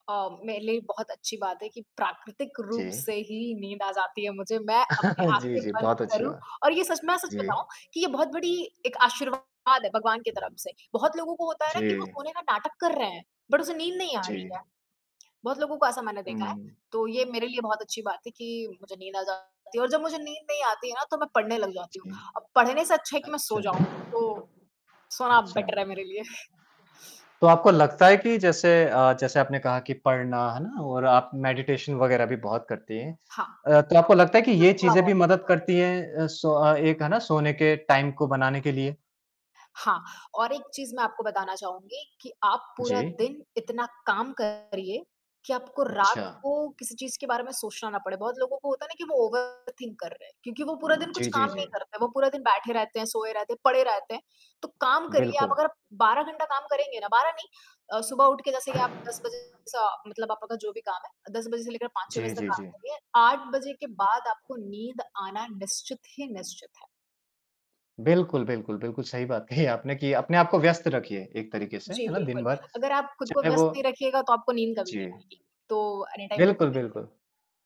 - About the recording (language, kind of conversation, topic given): Hindi, podcast, आपकी रोज़ की रचनात्मक दिनचर्या कैसी होती है?
- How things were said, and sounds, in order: static; chuckle; distorted speech; in English: "बट"; tapping; other background noise; in English: "बेटर"; chuckle; in English: "मेडिटेशन"; unintelligible speech; in English: "टाइम"; in English: "ओवर थिंक"; laughing while speaking: "कही"; in English: "एनी टाइम"